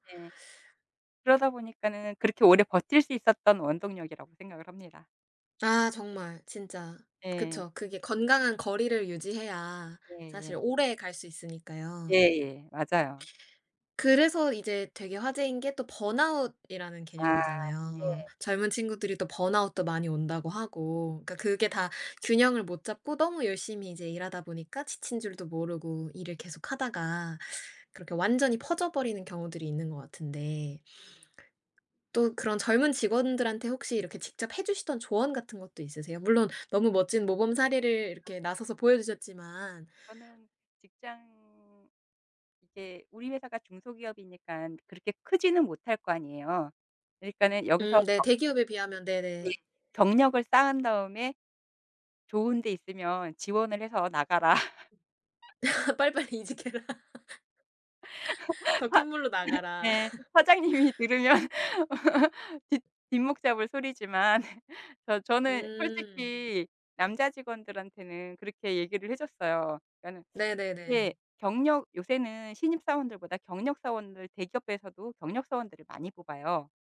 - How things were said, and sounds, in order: tapping; laughing while speaking: "나가라"; laugh; laughing while speaking: "이직해라"; laugh; other background noise; laugh; laughing while speaking: "들으면"; laugh
- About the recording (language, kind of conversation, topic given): Korean, podcast, 일과 삶의 균형을 어떻게 지키고 계신가요?